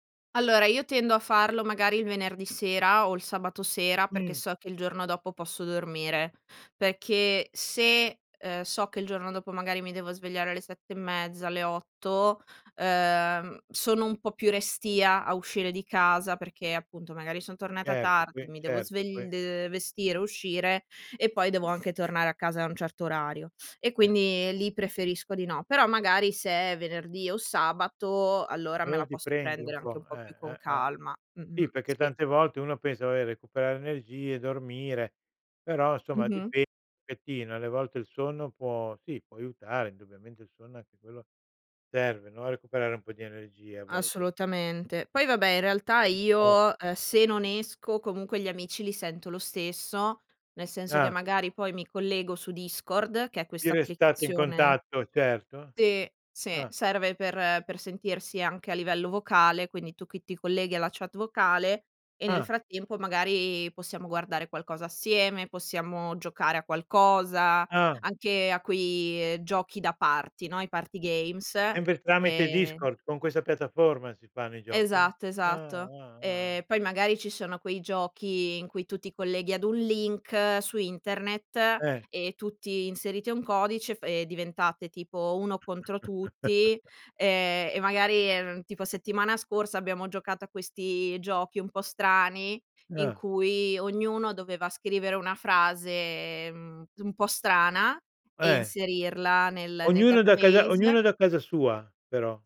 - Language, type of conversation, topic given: Italian, podcast, Come fai a recuperare le energie dopo una giornata stancante?
- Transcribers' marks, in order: other background noise; "Allora" said as "Aloa"; unintelligible speech; in English: "party"; in English: "party games"; chuckle